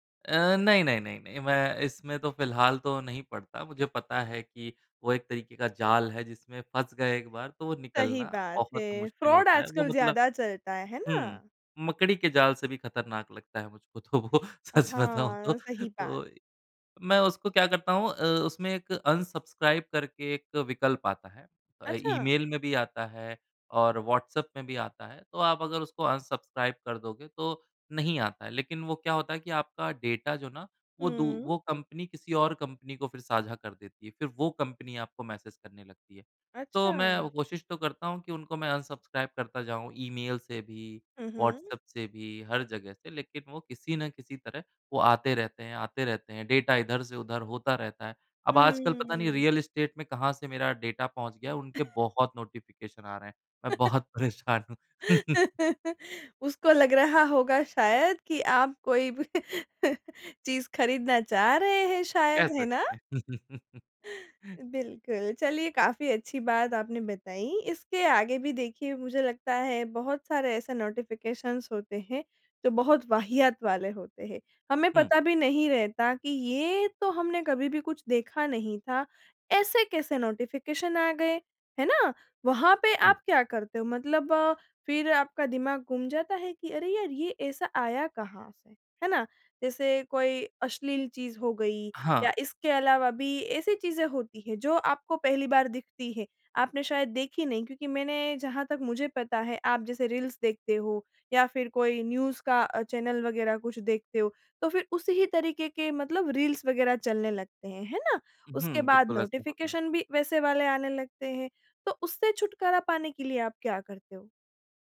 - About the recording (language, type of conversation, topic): Hindi, podcast, नोटिफ़िकेशन से निपटने का आपका तरीका क्या है?
- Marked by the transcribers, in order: in English: "फ्रॉड"; laughing while speaking: "तो वो, सच बताऊँ तो"; in English: "अनसब्सक्राइब"; in English: "अनसब्सक्राइब"; in English: "डेटा"; in English: "अनसब्सक्राइब"; in English: "डेटा"; in English: "रियल एस्टेट"; in English: "डेटा"; cough; in English: "नोटिफिकेशन"; laugh; laughing while speaking: "परेशान हूँ"; laugh; laughing while speaking: "भी"; laugh; laugh; in English: "नोटिफिकेशन्स"; in English: "नोटिफिकेशन"; in English: "न्यूज़"; in English: "चैनल"; in English: "नोटिफिकेशन"